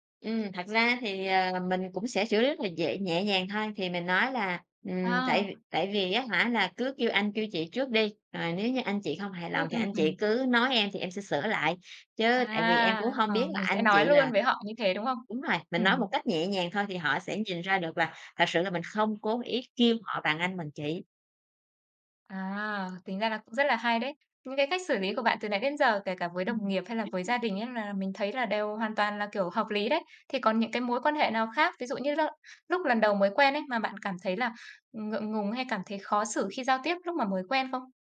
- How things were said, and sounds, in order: tapping; other background noise; unintelligible speech
- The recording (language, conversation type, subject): Vietnamese, podcast, Bạn bắt chuyện với người mới quen như thế nào?